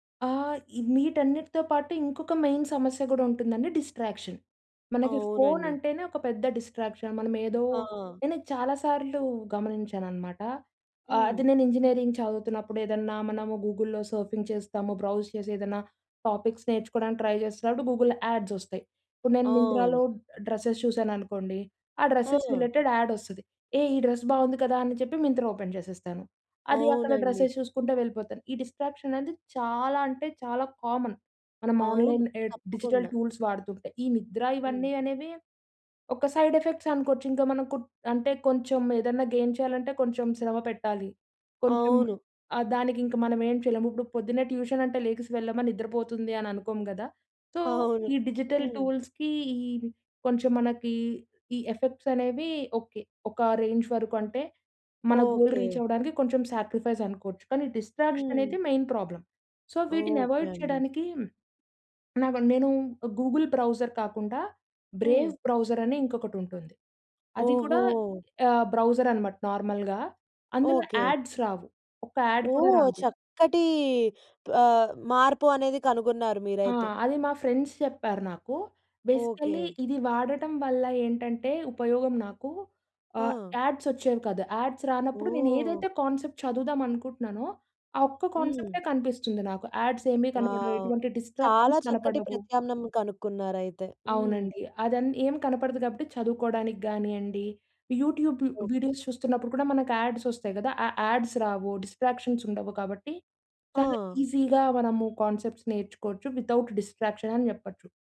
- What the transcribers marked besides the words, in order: in English: "మెయిన్"; in English: "డిస్ట్రాక్షన్"; in English: "డిస్ట్రాక్షన్"; in English: "సర్ఫింగ్"; in English: "బ్రౌజ్"; in English: "టాపిక్స్"; in English: "ట్రై"; in English: "యాడ్స్"; in English: "డ్రెస్సెస్"; in English: "డ్రెస్సెస్ రిలేటెడ్ యాడ్"; in English: "డ్రెస్"; in English: "ఓపెన్"; in English: "డ్రెస్సెస్"; in English: "డిస్ట్రాక్షన్"; in English: "కామన్"; in English: "ఆన్లైన్"; in English: "డిజిటల్ టూల్స్"; in English: "సైడ్ ఎఫెక్ట్స్"; in English: "గెయిన్"; in English: "ట్యూషన్"; in English: "సో"; in English: "డిజిటల్ టూల్స్‌కి"; in English: "ఎఫెక్ట్స్"; in English: "రేంజ్"; other background noise; in English: "గోల్ రీచ్"; in English: "సాక్రిఫైస్"; in English: "డిస్ట్రాక్షన్"; in English: "మెయిన్ ప్రాబ్లమ్. సో"; in English: "అవాయిడ్"; in English: "బ్రౌజర్"; in English: "బ్రేవ్ బ్రౌజర్"; in English: "బ్రౌజర్"; in English: "నార్మల్‌గా"; in English: "యాడ్స్"; in English: "యాడ్"; in English: "ఫ్రెండ్స్"; in English: "బేసికల్లీ"; in English: "యాడ్స్"; in English: "యాడ్స్"; in English: "కాన్సెప్ట్"; in English: "యాడ్స్"; in English: "వావ్!"; in English: "డిస్ట్రాక్షన్స్"; in English: "యూట్యూబ్ వీడియోస్"; in English: "యాడ్స్"; in English: "యాడ్స్"; in English: "డిస్ట్రాక్షన్స్"; in English: "ఈజీగా"; in English: "కాన్సెప్ట్స్"; in English: "వితౌట్ డిస్ట్రాక్షన్"
- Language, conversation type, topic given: Telugu, podcast, డిజిటల్ సాధనాలు విద్యలో నిజంగా సహాయపడాయా అని మీరు భావిస్తున్నారా?